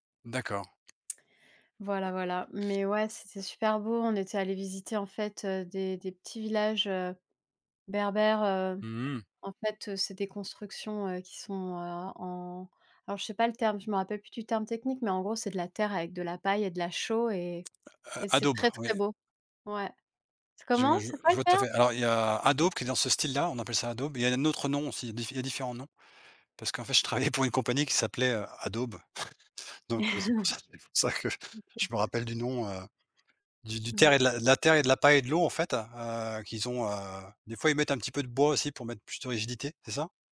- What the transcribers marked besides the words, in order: tapping; laughing while speaking: "je travaillais"; chuckle; laughing while speaking: "c'est pour ça que je me rappelle du nom"
- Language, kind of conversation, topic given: French, unstructured, Quelle est ta meilleure expérience liée à ton passe-temps ?